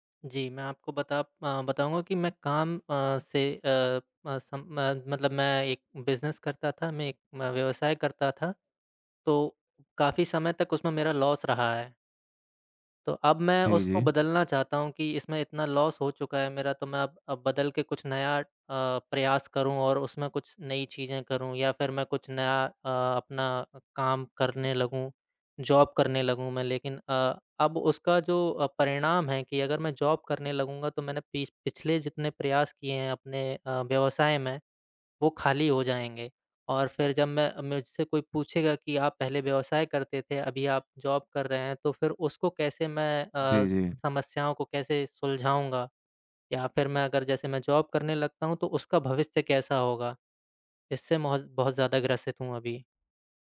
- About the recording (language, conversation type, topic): Hindi, advice, लक्ष्य बदलने के डर और अनिश्चितता से मैं कैसे निपटूँ?
- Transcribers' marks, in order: in English: "लॉस"; in English: "लॉस"; in English: "जॉब"; in English: "जॉब"; in English: "जॉब"; other background noise; in English: "जॉब"